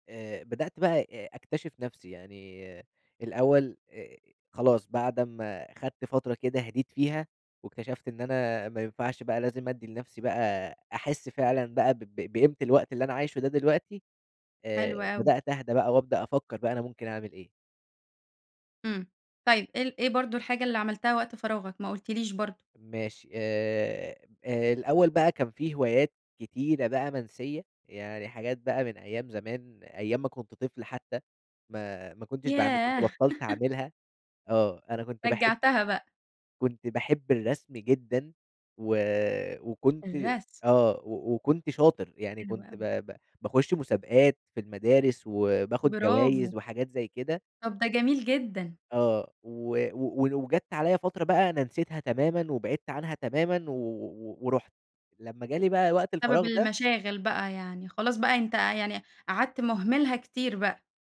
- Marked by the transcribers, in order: laugh
- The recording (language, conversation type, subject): Arabic, podcast, إيه اللي بتعمله في وقت فراغك عشان تحس بالرضا؟